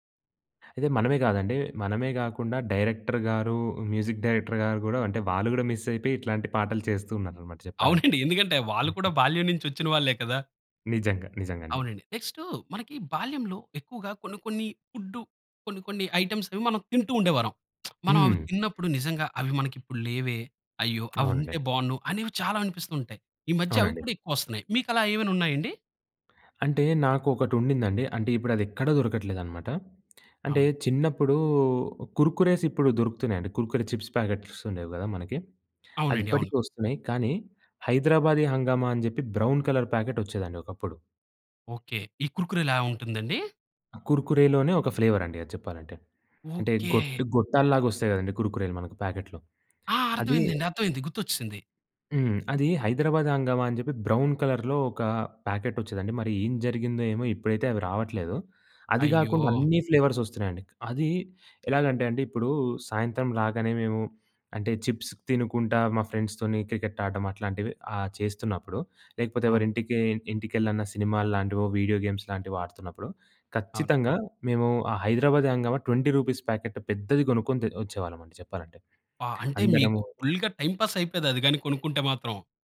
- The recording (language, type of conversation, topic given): Telugu, podcast, మీ బాల్యంలో మీకు అత్యంత సంతోషాన్ని ఇచ్చిన జ్ఞాపకం ఏది?
- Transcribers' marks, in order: in English: "డైరెక్టర్"; in English: "మ్యూజిక్ డైరెక్టర్"; in English: "మిస్"; chuckle; in English: "నెక్స్ట్"; in English: "ఫుడ్"; in English: "ఐటెమ్స్"; lip smack; other noise; other background noise; in English: "కుర్కురేస్"; in English: "కుర్కురే చిప్స్ ప్యాకెట్స్"; in English: "బ్రౌన్ కలర్ ప్యాకెట్"; in English: "ఫ్లేవర్"; in English: "ప్యాకెట్‌లో"; in English: "బ్రౌన్ కలర్‌లో"; in English: "ప్యాకెట్"; in English: "ఫ్లేవర్స్"; in English: "చిప్స్"; in English: "ఫ్రెండ్స్‌తొని"; in English: "వీడియో గేమ్స్"; in English: "ట్వంటీ రూపీస్ ప్యాకెట్"; in English: "ఫుల్‌గా టైమ్ పాస్"